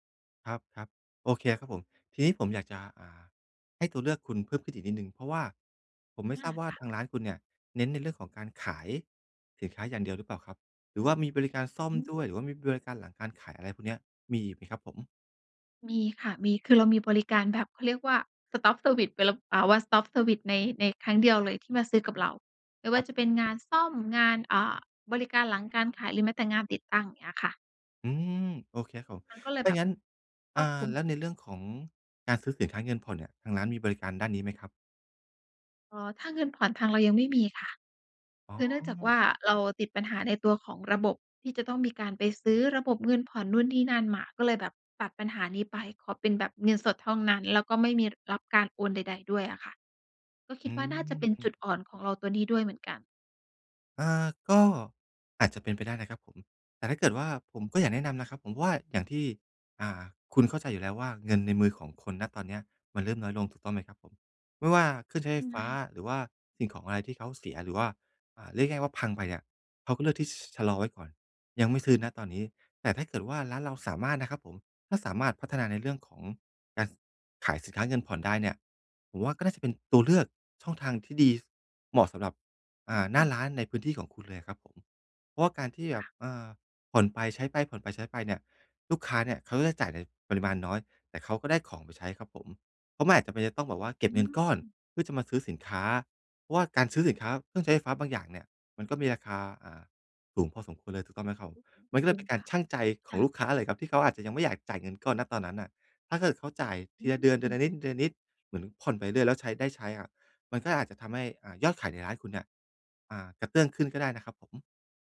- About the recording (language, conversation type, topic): Thai, advice, ฉันจะรับมือกับความกลัวและความล้มเหลวได้อย่างไร
- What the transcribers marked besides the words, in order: in English: "สต็อปเซอร์วิซ"; in English: "วันสต็อปเซอร์วิซ"; other background noise